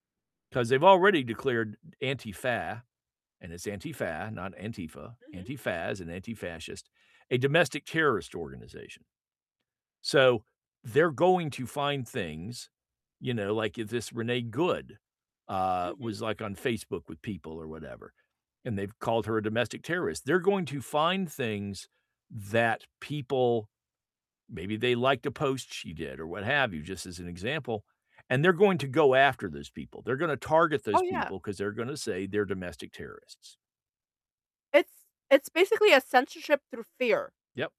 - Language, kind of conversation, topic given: English, unstructured, How should governments handle misinformation online?
- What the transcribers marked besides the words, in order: none